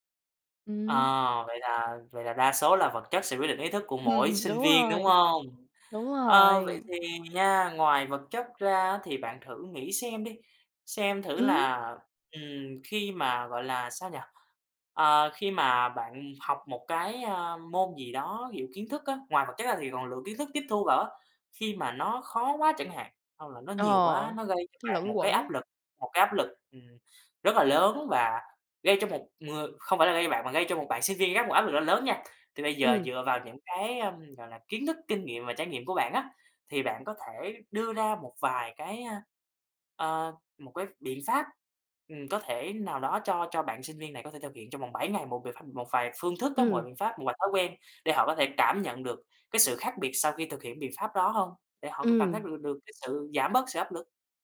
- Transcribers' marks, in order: other background noise; tapping
- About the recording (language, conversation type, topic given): Vietnamese, podcast, Bạn làm thế nào để biến việc học thành niềm vui?